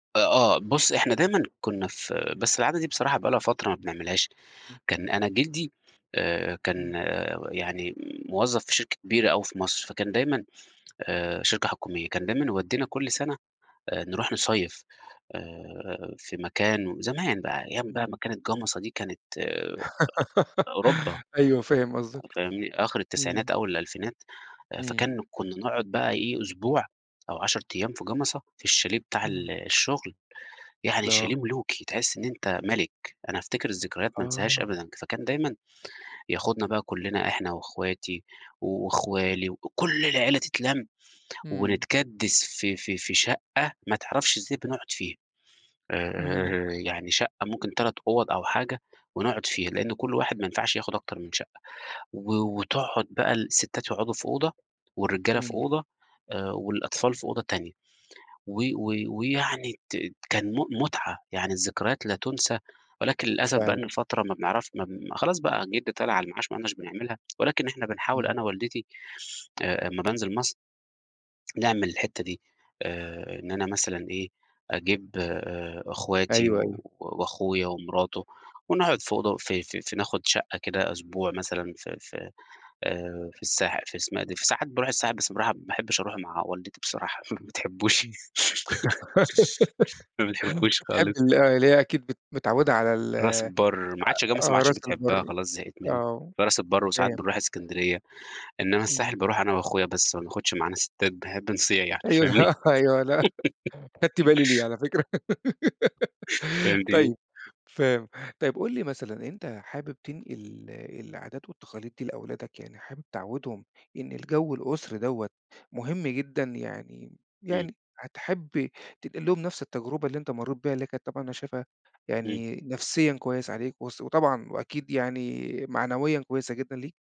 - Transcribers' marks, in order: unintelligible speech; laugh; laugh; laugh; laugh; chuckle
- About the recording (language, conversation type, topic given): Arabic, podcast, احكيلي عن تقليد عائلي ما تقدرش تستغنى عنه؟